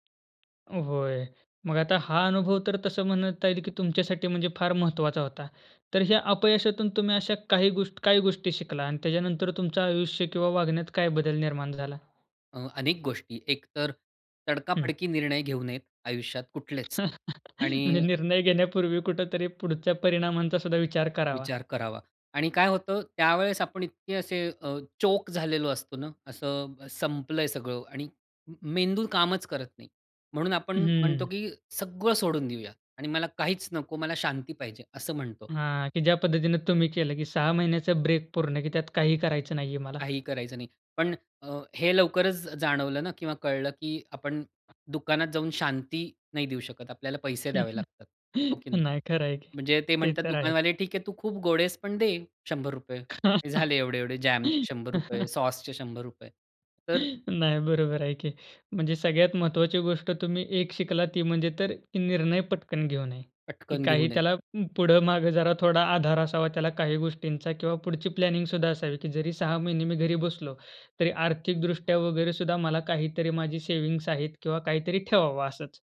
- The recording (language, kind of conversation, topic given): Marathi, podcast, एखाद्या अपयशातून तुला काय शिकायला मिळालं?
- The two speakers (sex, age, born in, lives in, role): male, 20-24, India, India, host; male, 40-44, India, India, guest
- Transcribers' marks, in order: tapping; other background noise; chuckle; laughing while speaking: "म्हणजे निर्णय घेण्यापूर्वी कुठेतरी पुढच्या परिणामांचा सुद्धा विचार"; chuckle; laughing while speaking: "नाही, खरं आहे की"; laugh; chuckle; in English: "प्लॅनिंग"